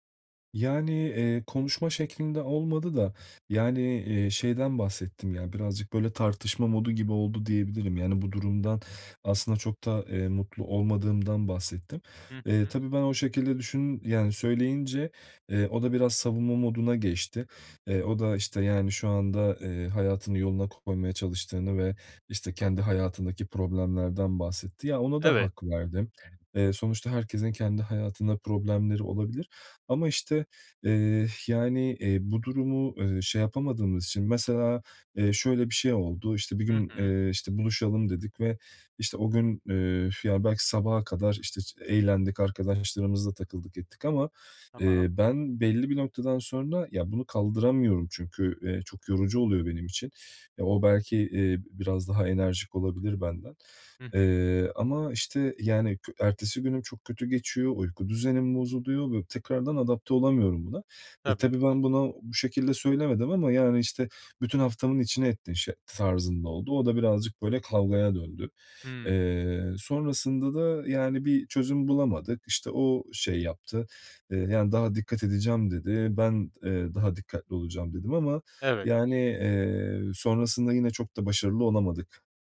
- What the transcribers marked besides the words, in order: exhale; other background noise
- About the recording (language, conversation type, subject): Turkish, advice, Yeni tanıştığım biriyle iletişim beklentilerimi nasıl net bir şekilde konuşabilirim?